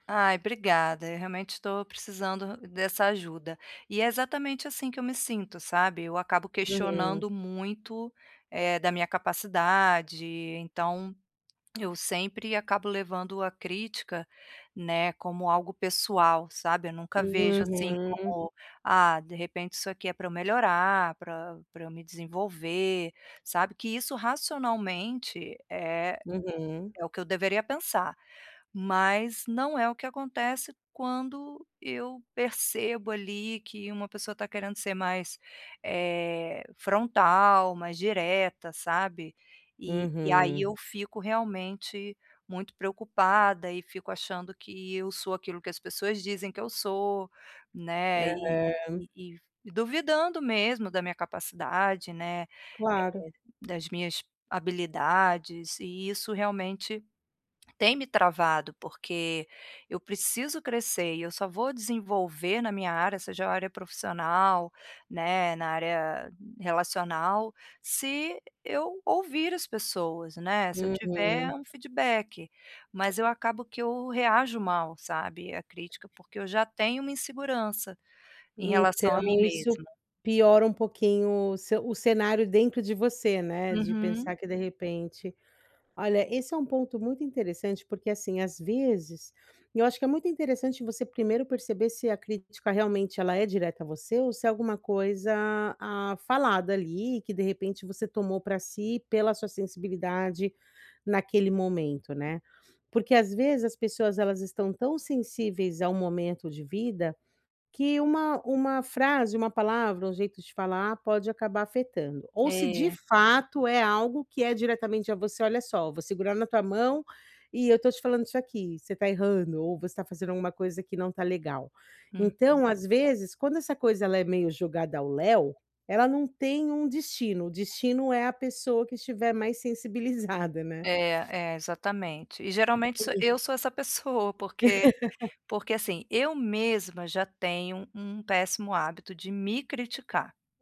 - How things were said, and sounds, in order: tapping; chuckle
- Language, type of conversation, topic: Portuguese, advice, Como posso lidar com críticas sem perder a confiança em mim mesmo?